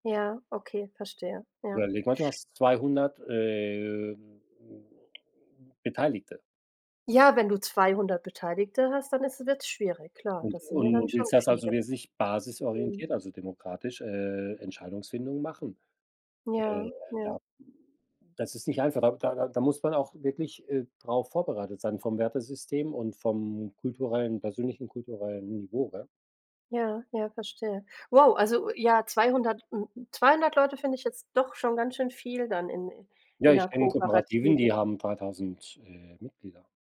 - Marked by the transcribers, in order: other background noise
- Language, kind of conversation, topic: German, unstructured, Wie wichtig ist dir Demokratie im Alltag?